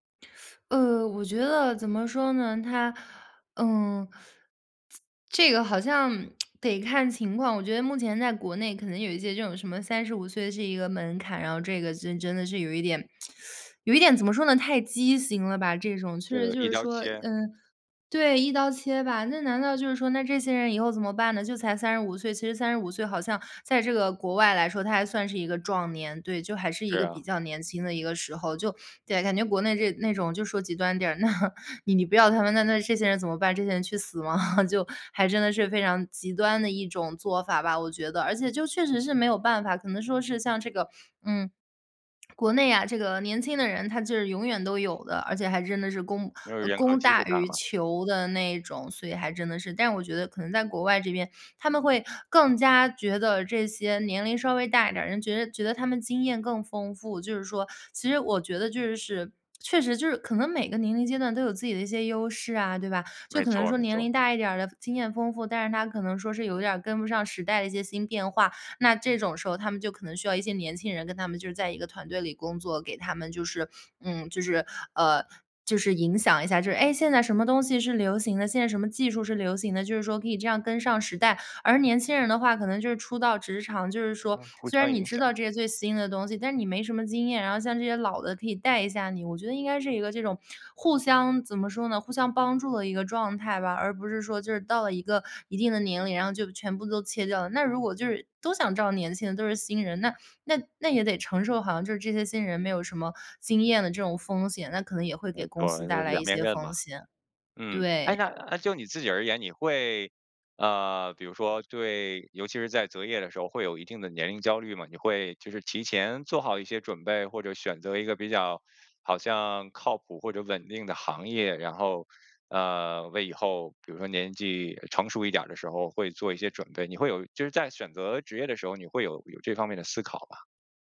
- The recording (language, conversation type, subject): Chinese, podcast, 当爱情与事业发生冲突时，你会如何取舍？
- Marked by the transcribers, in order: tsk; teeth sucking; laughing while speaking: "那"; chuckle; other background noise